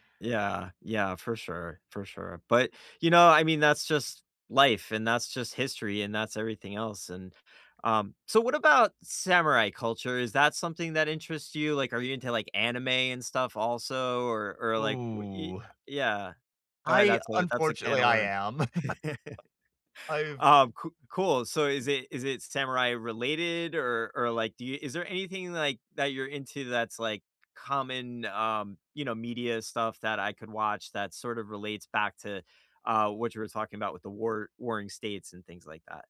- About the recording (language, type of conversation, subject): English, unstructured, Which era or historical event have you been exploring recently, and what drew you to it?
- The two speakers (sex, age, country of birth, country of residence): male, 20-24, United States, United States; male, 45-49, United States, United States
- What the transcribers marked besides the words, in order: drawn out: "Ooh"; chuckle